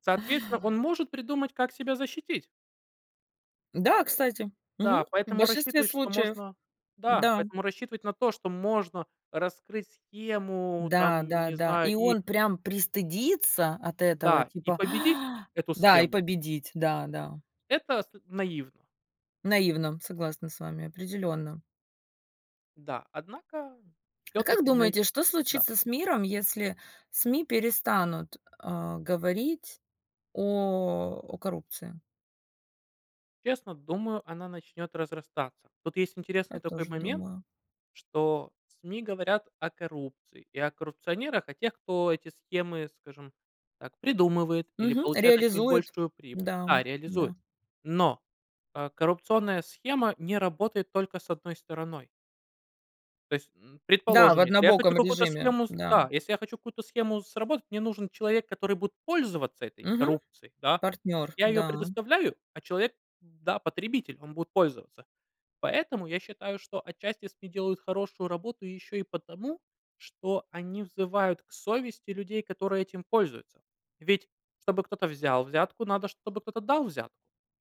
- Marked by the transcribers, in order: other background noise; tapping; inhale; grunt
- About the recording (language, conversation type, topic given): Russian, unstructured, Как вы думаете, почему коррупция так часто обсуждается в СМИ?